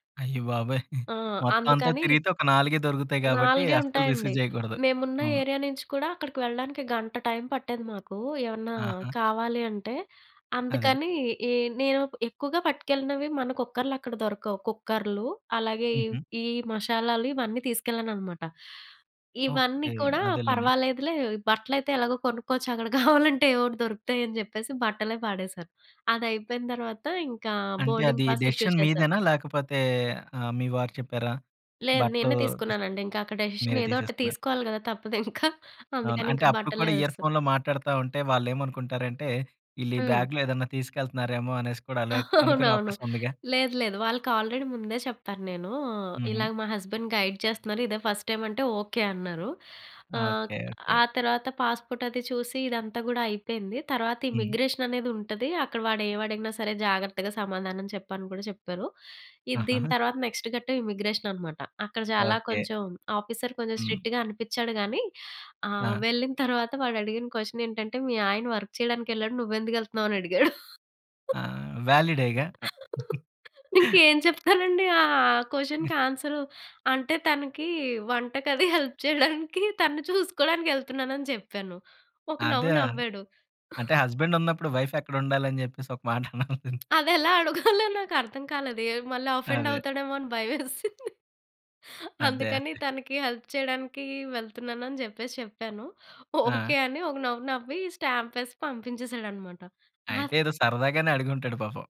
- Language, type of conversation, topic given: Telugu, podcast, నువ్వు ఒంటరిగా చేసిన మొదటి ప్రయాణం గురించి చెప్పగలవా?
- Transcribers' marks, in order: giggle; in English: "ఏరియా"; chuckle; in English: "బోర్డింగ్ పాస్ ఇష్యూ"; in English: "డెసిషన్"; in English: "డెసిషన్"; chuckle; in English: "ఇయర్ ఫోన్‌లో"; in English: "బ్యాగ్‌లో"; chuckle; in English: "హస్బెండ్ గైడ్"; in English: "ఫస్ట్"; in English: "నెక్స్ట్"; in English: "ఆఫీసర్"; in English: "స్ట్రిక్ట్‌గా"; in English: "వర్క్"; chuckle; other noise; laughing while speaking: "ఇంకేం చెప్తానండి"; chuckle; in English: "కొషన్‌కి"; laughing while speaking: "హెల్ప్ చెయ్యడానికి, తనని చూసుకోడానికి యెళ్తున్నానని"; laughing while speaking: "మాట అనాల్సింది"; tapping; laughing while speaking: "అదెలా అడుగాలో నాకర్ధం కాలేదు. ఏవ్ మళ్ళా ఆఫెండవుతాడేమో అని భయమేసింది"; in English: "హెల్ప్"; chuckle; in English: "స్టాంప్"